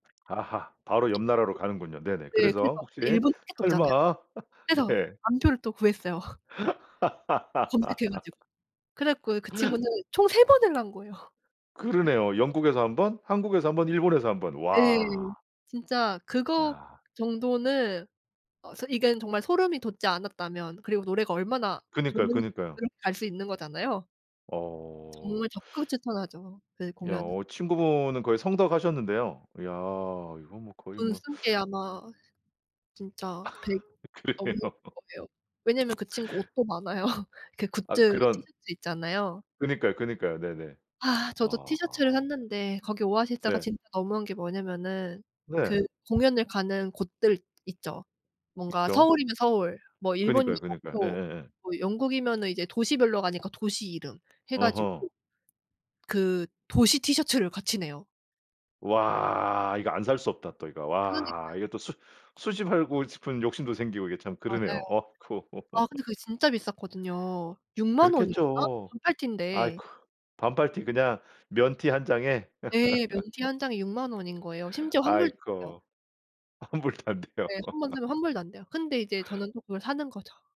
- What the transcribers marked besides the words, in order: other background noise; unintelligible speech; laugh; cough; tapping; laugh; laughing while speaking: "그러네요"; laughing while speaking: "많아요"; laugh; laugh; laughing while speaking: "환불도 안돼요"; laugh
- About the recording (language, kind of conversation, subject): Korean, podcast, 공연장에서 가장 소름 돋았던 순간은 언제였나요?